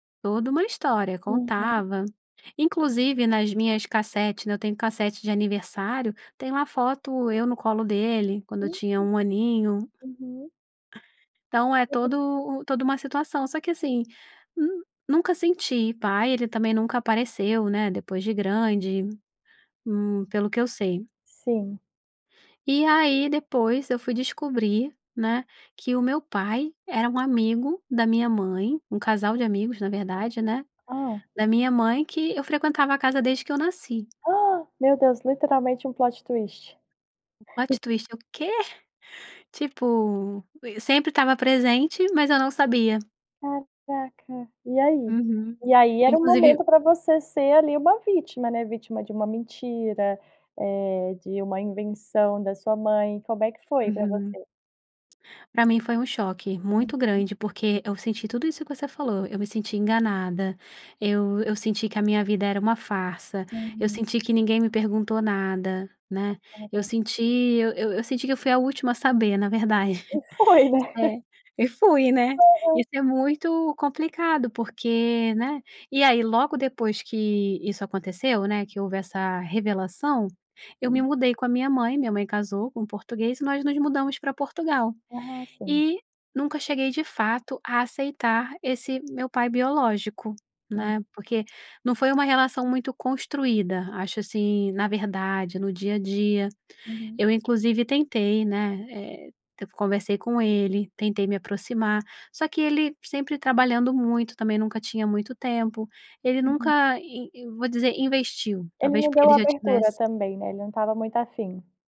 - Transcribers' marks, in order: tapping; in English: "plot twist"; in English: "plot twist"; chuckle; surprised: "Quê?"; other background noise; chuckle
- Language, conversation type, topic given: Portuguese, podcast, Como você pode deixar de se ver como vítima e se tornar protagonista da sua vida?